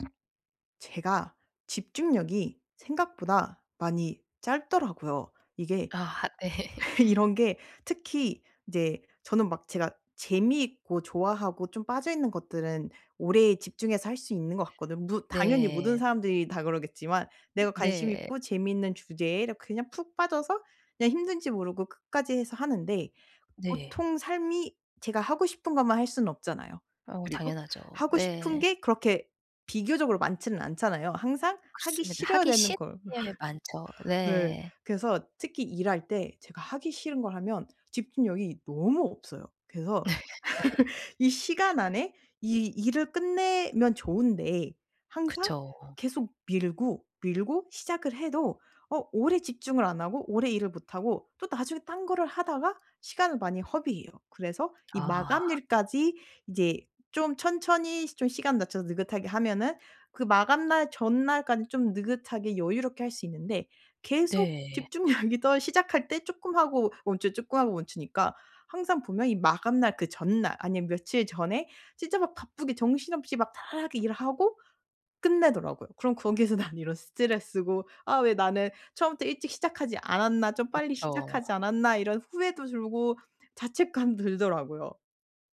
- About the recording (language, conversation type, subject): Korean, advice, 짧은 집중 간격으로도 생산성을 유지하려면 어떻게 해야 하나요?
- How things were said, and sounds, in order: other background noise; laugh; laughing while speaking: "네"; laugh; laugh; laugh; tapping; laughing while speaking: "집중력이"